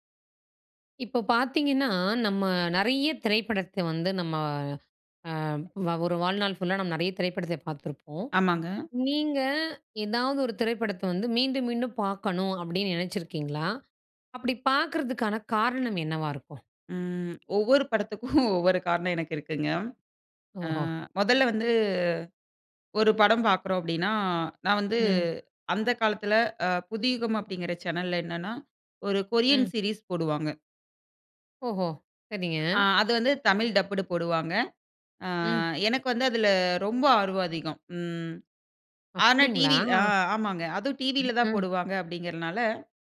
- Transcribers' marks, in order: laughing while speaking: "படத்துக்கும், ஒவ்வொரு"; in English: "கொரியன் சீரிஸ்"; in English: "டப்புடு"
- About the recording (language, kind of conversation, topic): Tamil, podcast, ஒரு திரைப்படத்தை மீண்டும் பார்க்க நினைக்கும் காரணம் என்ன?